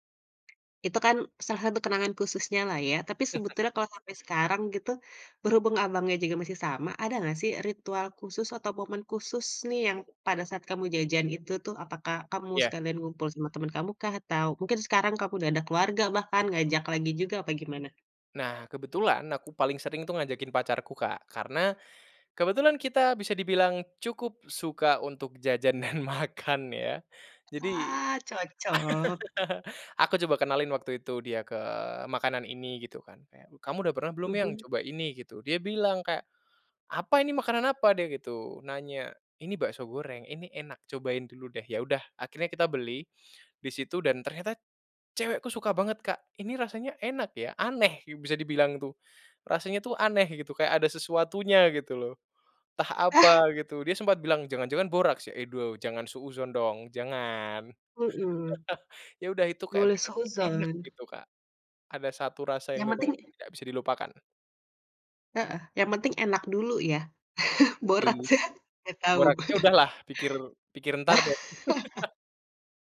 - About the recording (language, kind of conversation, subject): Indonesian, podcast, Ceritakan makanan favoritmu waktu kecil, dong?
- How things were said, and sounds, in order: tapping; chuckle; other background noise; laughing while speaking: "dan makan ya"; chuckle; laugh; laugh; laughing while speaking: "Boraksnya"; laugh